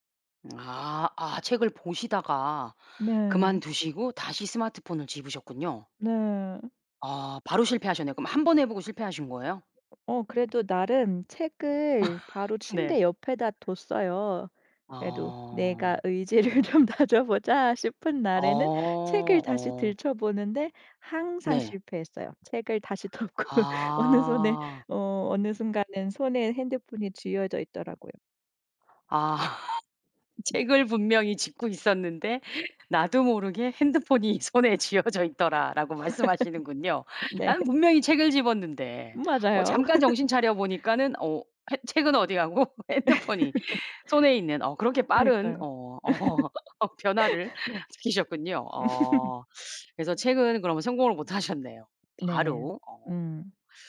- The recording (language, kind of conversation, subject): Korean, advice, 휴대폰 사용 때문에 잠드는 시간이 늦어지는 상황을 설명해 주실 수 있나요?
- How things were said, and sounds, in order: other background noise; tapping; laugh; laughing while speaking: "의지를 좀 다져보자 싶은"; laughing while speaking: "덮고 어느 손에"; laughing while speaking: "아"; other noise; laughing while speaking: "손에 쥐어져 있더라라고"; laugh; laugh; laughing while speaking: "가고 핸드폰이"; laugh; laughing while speaking: "어 변화를"; laugh